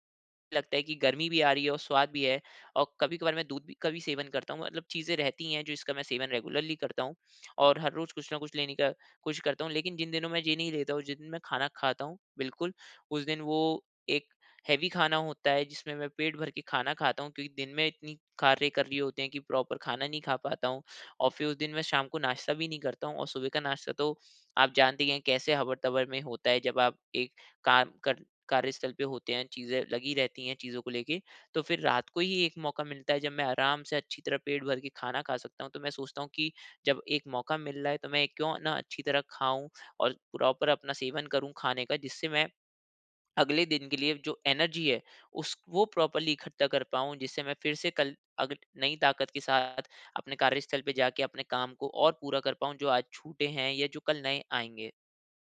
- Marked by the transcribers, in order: in English: "रेगुलरली"; in English: "हेवी"; in English: "प्रॉपर"; in English: "प्रॉपर"; in English: "एनर्जी"; in English: "प्रोपर्ली"
- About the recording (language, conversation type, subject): Hindi, advice, मैं अपने अनियमित नींद चक्र को कैसे स्थिर करूँ?